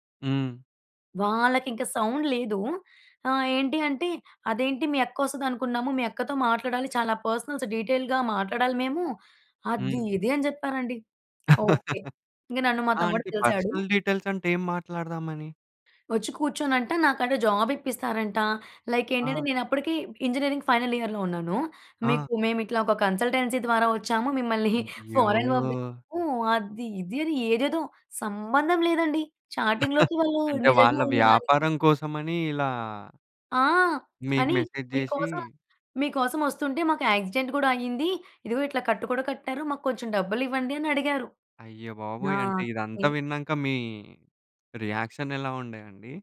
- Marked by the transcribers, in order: in English: "సౌండ్"; in English: "పర్సనల్స్ డీటెయిల్‌గా"; chuckle; tapping; in English: "పర్సనల్ డీటెయిల్స్"; in English: "జాబ్"; in English: "లైక్"; in English: "ఇంజనీరింగ్ ఫైనల్ ఇయర్‍లో"; in English: "కన్సల్టెన్సీ"; chuckle; in English: "ఫారన్"; in English: "చాటింగ్‌లోకి"; chuckle; in English: "మెసేజ్"; in English: "యాక్సిడెంట్"; in English: "రియాక్షన్"
- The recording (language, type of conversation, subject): Telugu, podcast, ఆన్‌లైన్‌లో పరిచయమైన మిత్రులను ప్రత్యక్షంగా కలవడానికి మీరు ఎలా సిద్ధమవుతారు?